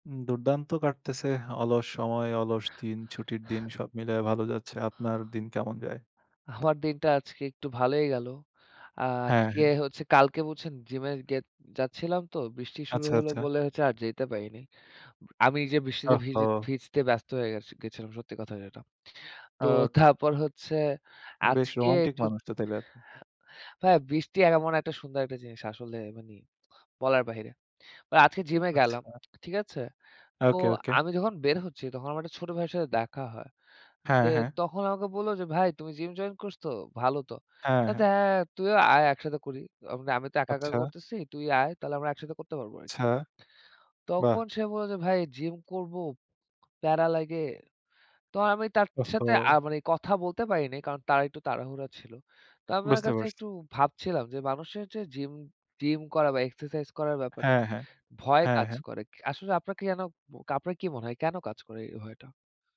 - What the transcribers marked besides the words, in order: in English: "exercise"
- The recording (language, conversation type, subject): Bengali, unstructured, অনেক মানুষ কেন ব্যায়াম করতে ভয় পান?